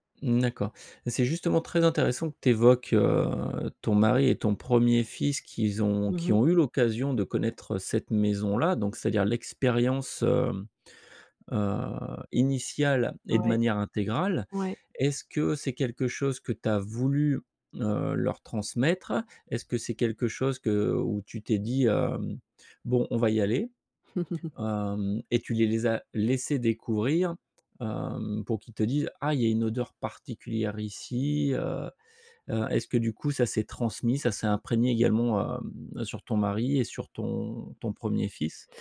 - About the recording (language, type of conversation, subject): French, podcast, Quel parfum ou quelle odeur te ramène instantanément en enfance ?
- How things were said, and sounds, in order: laugh